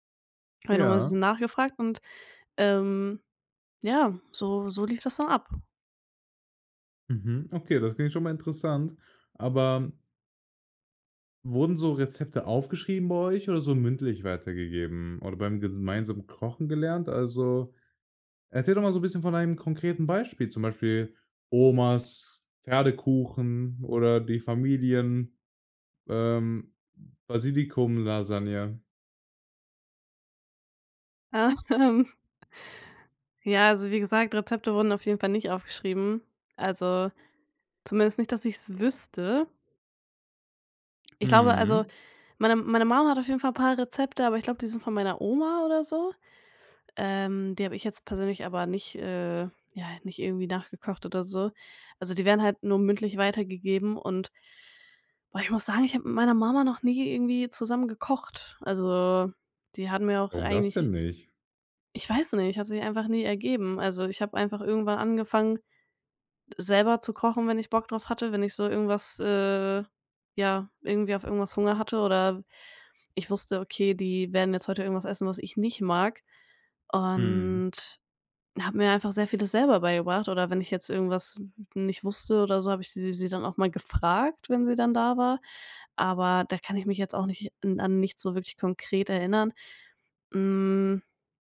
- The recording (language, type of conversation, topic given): German, podcast, Wie gebt ihr Familienrezepte und Kochwissen in eurer Familie weiter?
- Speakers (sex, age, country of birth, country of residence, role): female, 20-24, Germany, Germany, guest; male, 18-19, Germany, Germany, host
- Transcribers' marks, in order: laugh